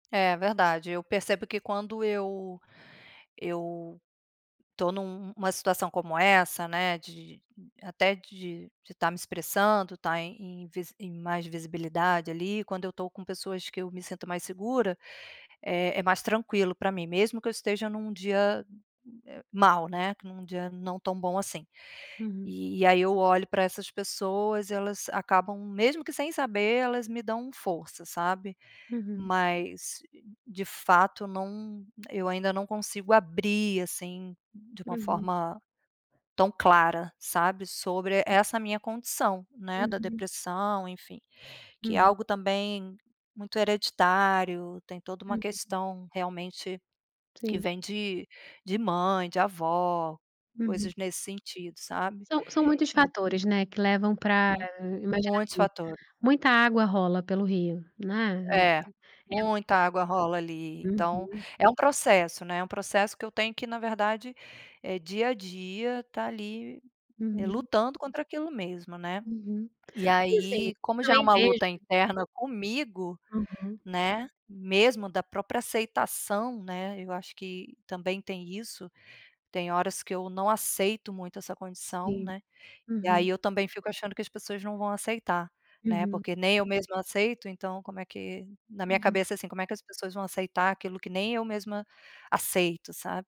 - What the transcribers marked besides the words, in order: none
- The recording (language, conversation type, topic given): Portuguese, advice, Como posso falar sobre a minha saúde mental sem medo do estigma social?